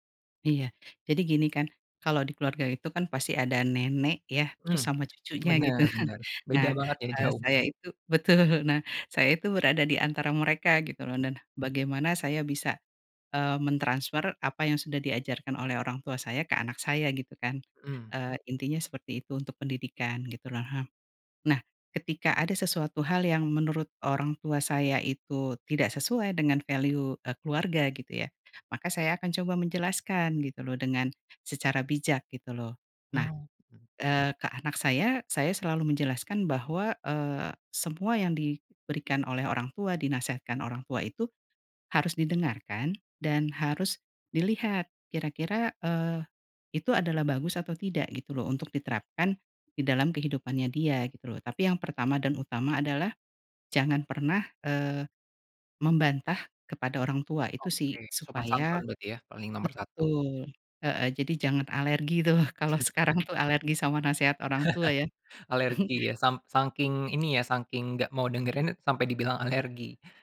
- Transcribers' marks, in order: other background noise; in English: "value"; laughing while speaking: "tuh"; chuckle; tapping; chuckle
- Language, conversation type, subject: Indonesian, podcast, Bagaimana kamu menyeimbangkan nilai-nilai tradisional dengan gaya hidup kekinian?